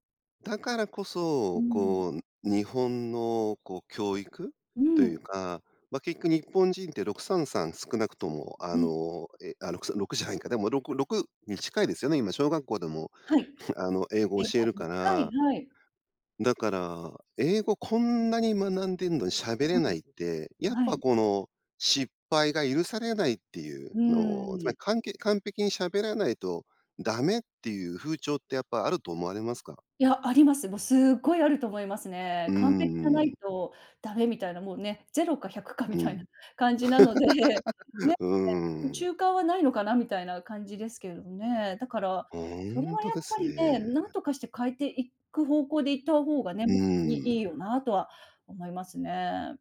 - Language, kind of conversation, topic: Japanese, podcast, 失敗を許す環境づくりはどうすればいいですか？
- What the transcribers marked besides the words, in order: chuckle; other background noise; laugh